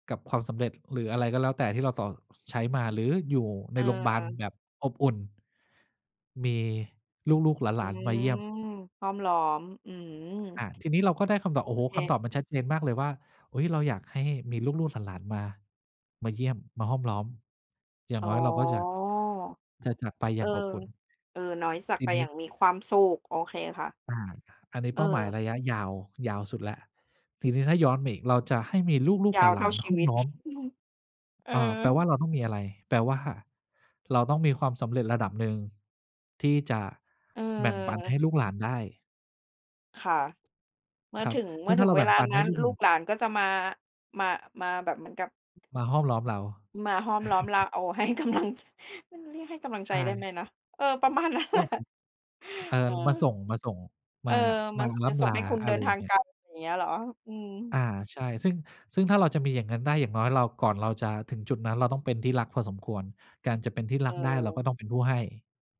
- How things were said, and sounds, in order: tapping; other background noise; drawn out: "อ๋อ"; chuckle; tsk; laugh; laughing while speaking: "ให้กำลัง"; laughing while speaking: "ประมาณนั้นแหละ"
- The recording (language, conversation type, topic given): Thai, podcast, มีวิธีง่ายๆ ในการฝึกคิดระยะยาวบ้างไหม?